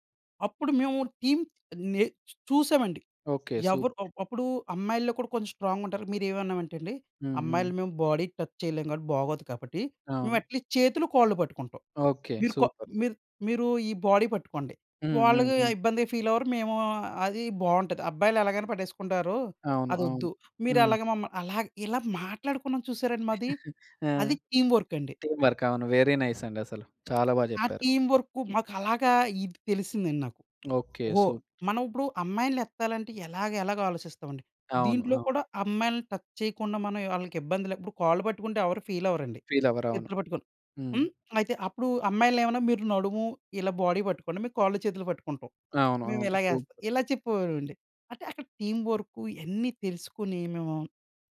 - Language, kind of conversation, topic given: Telugu, podcast, మీరు మొదటి ఉద్యోగానికి వెళ్లిన రోజు ఎలా గడిచింది?
- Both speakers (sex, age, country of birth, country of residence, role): male, 25-29, India, India, host; male, 30-34, India, India, guest
- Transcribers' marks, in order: in English: "టీమ్"; in English: "సూపర్"; in English: "బాడీ టచ్"; in English: "అట్లీస్ట్"; in English: "సూపర్"; in English: "బాడీ"; giggle; in English: "టీమ్ వర్క్"; in English: "టీమ్ వర్క్"; in English: "వెరీ నైస్"; tapping; in English: "టీమ్"; in English: "సూపర్"; other background noise; in English: "టచ్"; in English: "బాడీ"; in English: "సూపర్"; in English: "టీమ్ వర్క్"